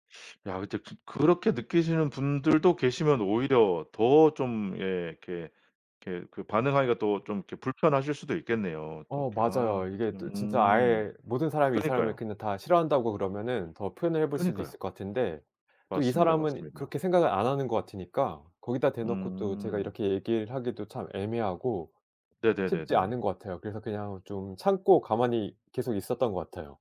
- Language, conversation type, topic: Korean, advice, 감정을 숨기고 계속 참는 상황을 어떻게 설명하면 좋을까요?
- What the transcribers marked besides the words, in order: teeth sucking; other background noise